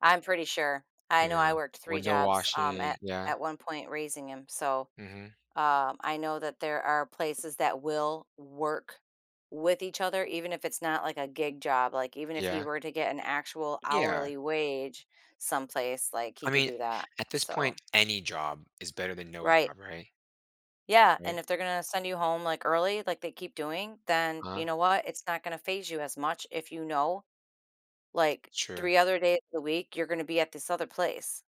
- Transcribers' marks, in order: tapping; other background noise
- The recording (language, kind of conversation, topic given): English, advice, How can I balance hobbies and relationship time?